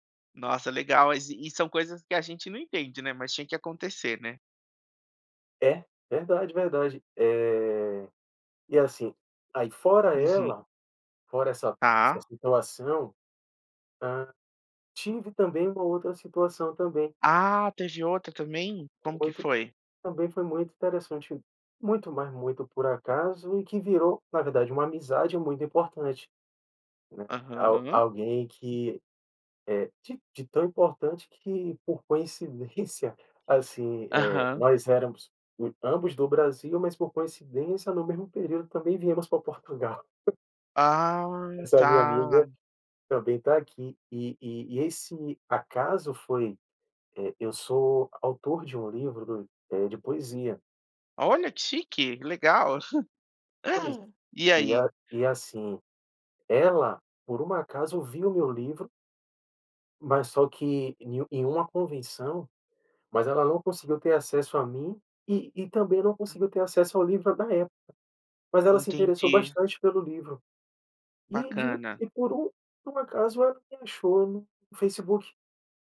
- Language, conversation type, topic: Portuguese, podcast, Você teve algum encontro por acaso que acabou se tornando algo importante?
- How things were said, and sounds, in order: laugh; other noise; tapping